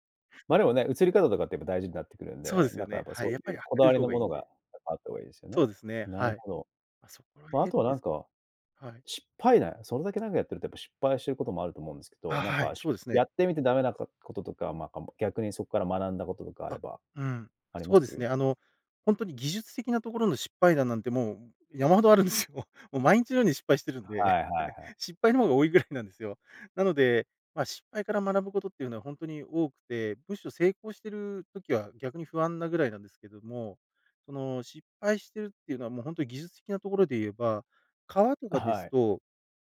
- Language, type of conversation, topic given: Japanese, podcast, 作業スペースはどのように整えていますか？
- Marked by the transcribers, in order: chuckle; chuckle